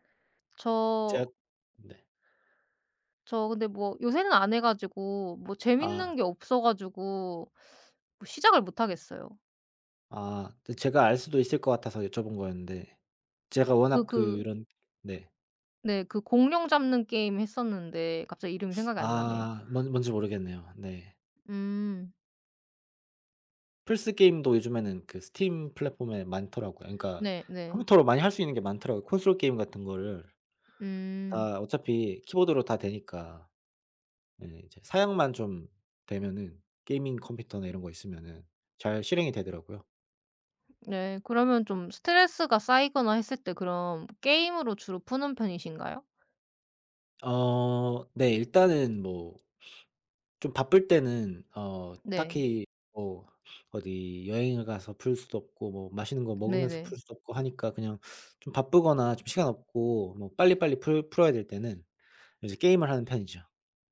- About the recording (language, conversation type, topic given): Korean, unstructured, 기분 전환할 때 추천하고 싶은 취미가 있나요?
- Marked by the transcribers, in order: tapping; other background noise